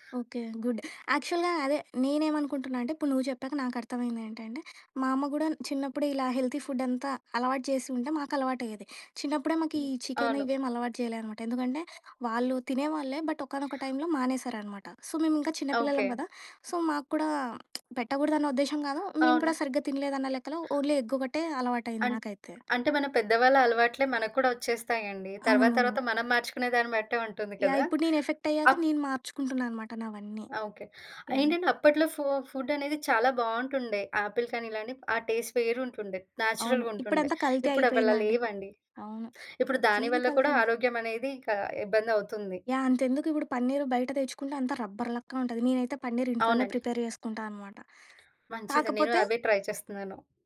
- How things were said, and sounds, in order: in English: "గుడ్. యాక్చువల్‌గా"; in English: "హెల్తీ"; other background noise; in English: "బట్"; in English: "సో"; in English: "సో"; lip smack; in English: "ఓన్లీ"; tapping; in English: "టేస్ట్"; in English: "రబ్బర్"; in English: "ప్రిపేర్"; in English: "ట్రై"
- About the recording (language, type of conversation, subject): Telugu, podcast, ఆరోగ్యాన్ని మెరుగుపరచడానికి రోజూ చేయగల చిన్నచిన్న అలవాట్లు ఏమేవి?